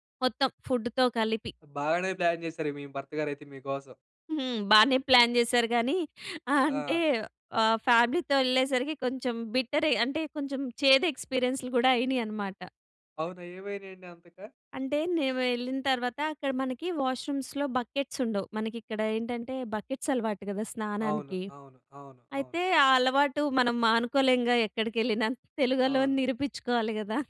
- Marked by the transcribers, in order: in English: "ఫుడ్‌తో"; in English: "ప్లాన్"; in English: "ప్లాన్"; giggle; in English: "ఫ్యామిలీతో"; in English: "వాష్‌రూమ్స్‌లో బకెట్స్"; in English: "బకెట్స్"; giggle
- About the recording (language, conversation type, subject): Telugu, podcast, మీ ప్రయాణంలో నేర్చుకున్న ఒక ప్రాముఖ్యమైన పాఠం ఏది?